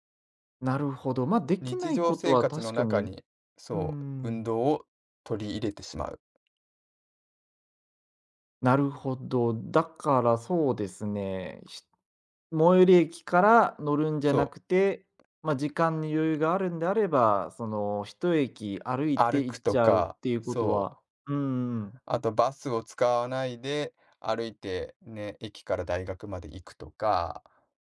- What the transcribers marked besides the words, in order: tapping
- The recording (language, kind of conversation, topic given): Japanese, advice, 朝の運動習慣が続かない